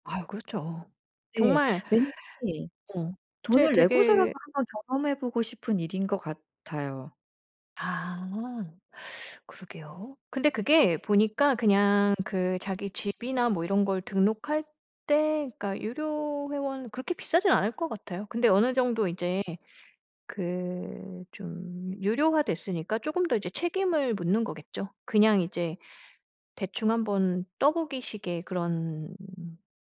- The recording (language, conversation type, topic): Korean, podcast, 여행 중에 겪은 작은 친절의 순간을 들려주실 수 있나요?
- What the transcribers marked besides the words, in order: teeth sucking